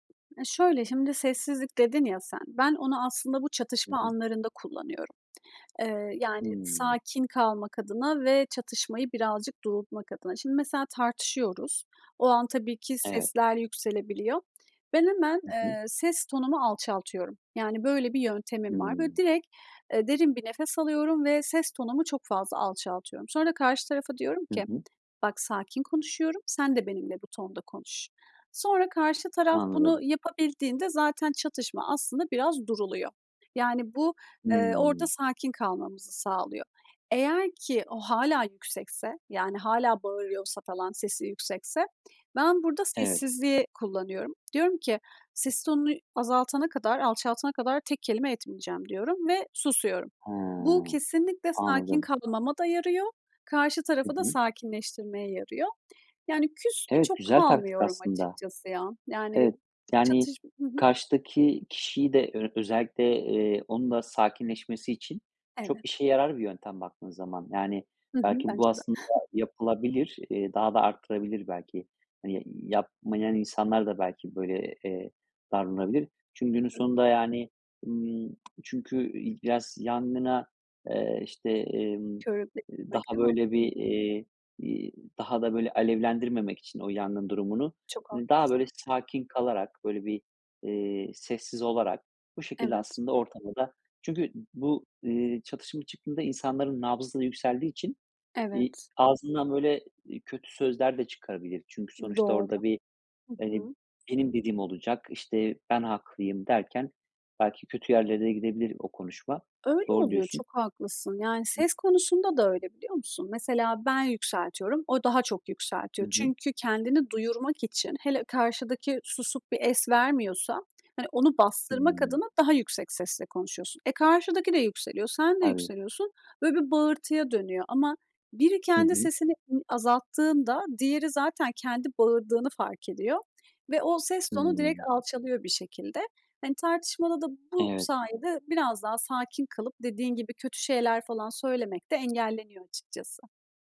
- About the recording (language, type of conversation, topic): Turkish, podcast, Çatışma çıktığında nasıl sakin kalırsın?
- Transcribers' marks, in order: tapping; other background noise; chuckle; other noise